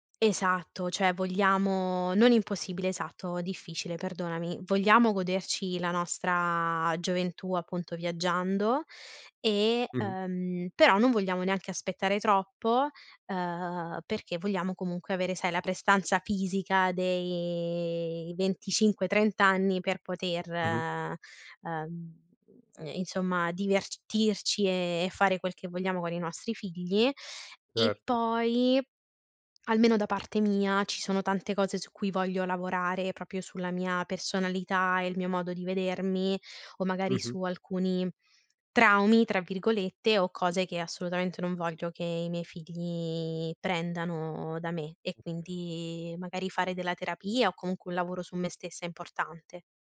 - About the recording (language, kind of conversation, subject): Italian, podcast, Come scegliere se avere figli oppure no?
- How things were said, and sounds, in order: "Cioè" said as "ceh"; "proprio" said as "propio"; tapping